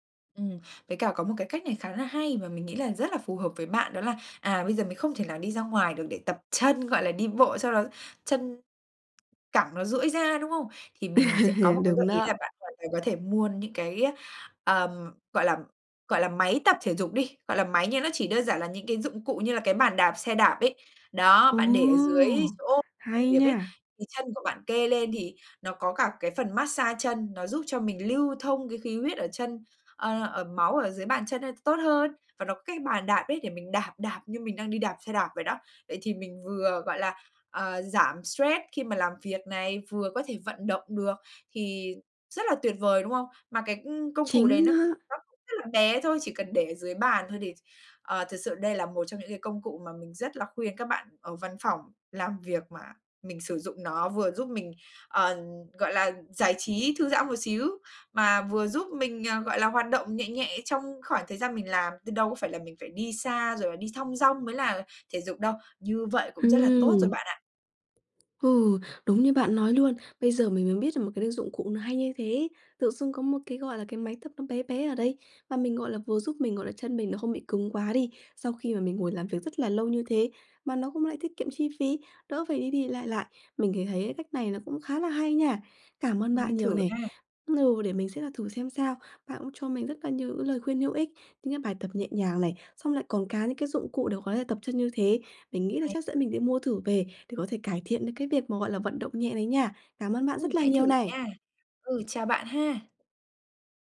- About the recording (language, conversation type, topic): Vietnamese, advice, Làm sao để tôi vận động nhẹ nhàng xuyên suốt cả ngày khi phải ngồi nhiều?
- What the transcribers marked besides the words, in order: tapping; laugh; drawn out: "Ồ!"; other background noise